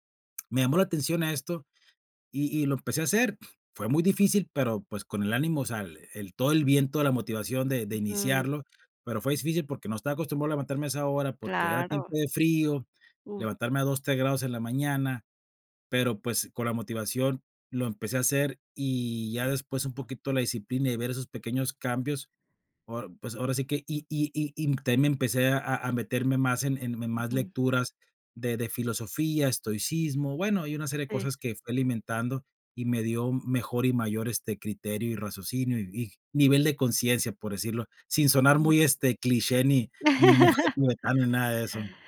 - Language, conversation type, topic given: Spanish, podcast, ¿Qué hábito diario tiene más impacto en tu bienestar?
- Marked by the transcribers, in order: other background noise; other noise; laugh